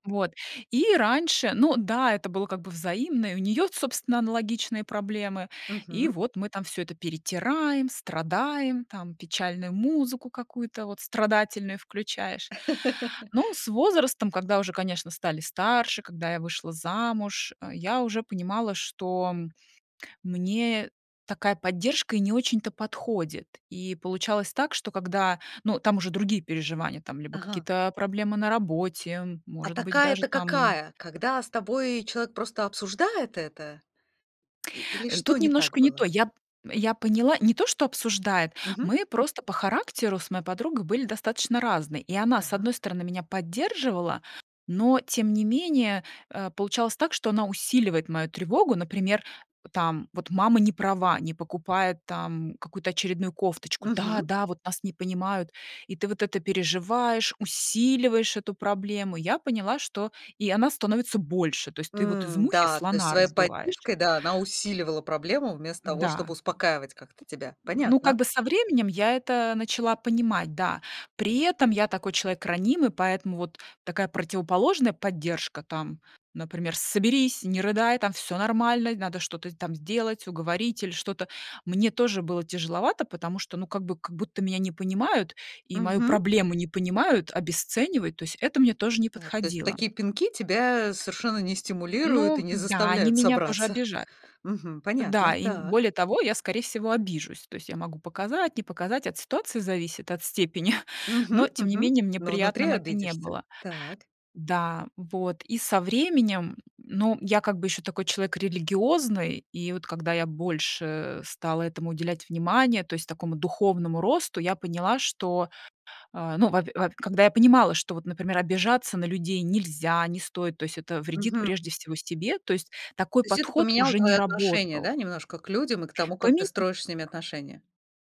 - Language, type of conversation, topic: Russian, podcast, Как вы выстраиваете поддержку вокруг себя в трудные дни?
- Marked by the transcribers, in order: chuckle; other background noise; tapping; chuckle; other noise